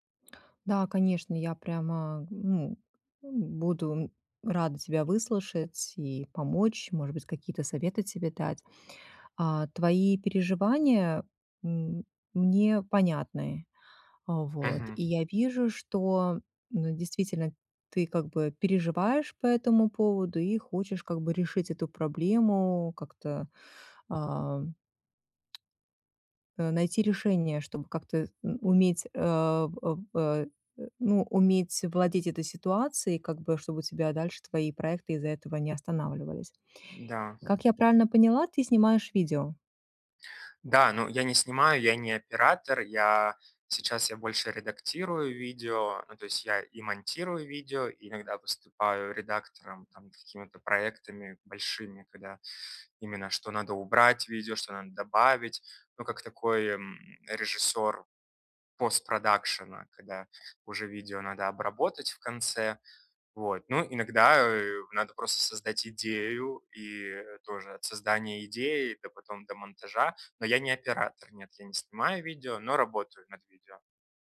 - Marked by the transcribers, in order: tapping
- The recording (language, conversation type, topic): Russian, advice, Как перестать позволять внутреннему критику подрывать мою уверенность и решимость?